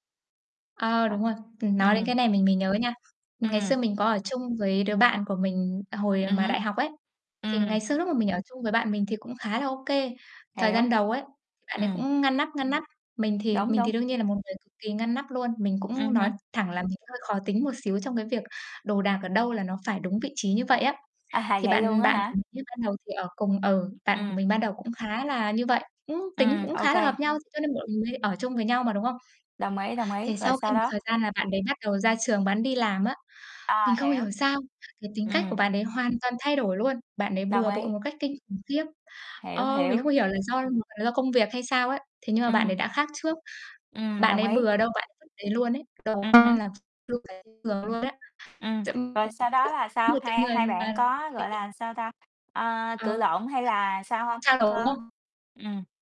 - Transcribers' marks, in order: unintelligible speech; distorted speech; other background noise; tapping; laughing while speaking: "À"; mechanical hum; unintelligible speech; unintelligible speech; unintelligible speech; unintelligible speech
- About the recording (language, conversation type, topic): Vietnamese, unstructured, Làm sao để thuyết phục người khác thay đổi thói quen xấu?